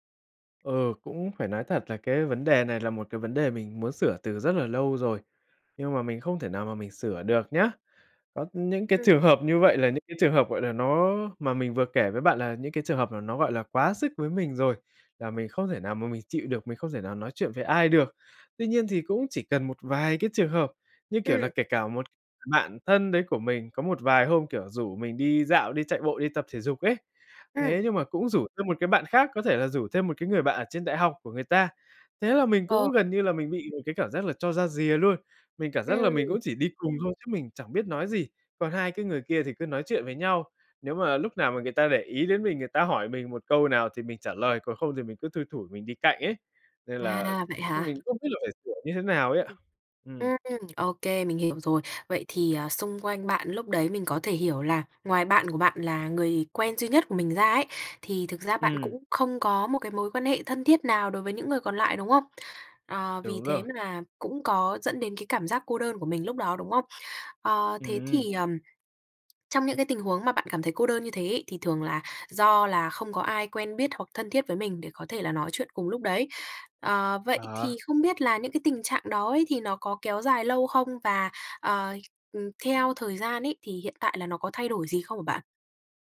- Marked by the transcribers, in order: other background noise; tapping
- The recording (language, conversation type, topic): Vietnamese, advice, Cảm thấy cô đơn giữa đám đông và không thuộc về nơi đó
- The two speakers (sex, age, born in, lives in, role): female, 20-24, Vietnam, Vietnam, advisor; male, 20-24, Vietnam, Vietnam, user